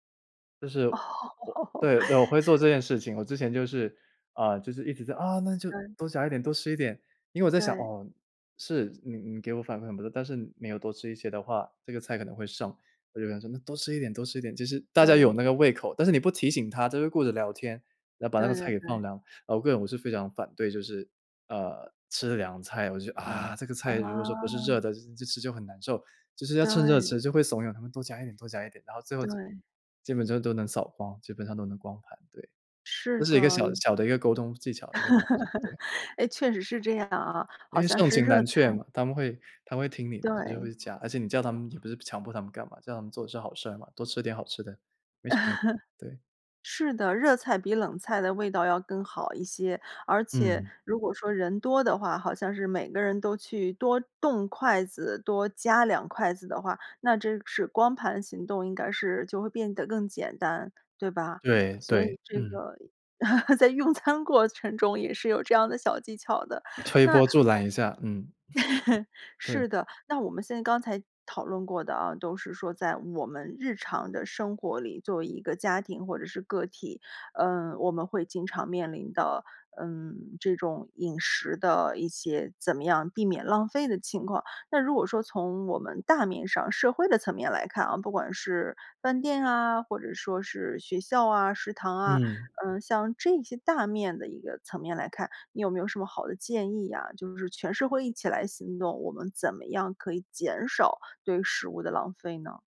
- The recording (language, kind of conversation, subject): Chinese, podcast, 你觉得减少食物浪费该怎么做？
- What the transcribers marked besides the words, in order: laughing while speaking: "哦"; laugh; laugh; laugh; laugh; laughing while speaking: "在用餐过程中也是有这样的小技巧的"; laugh; laugh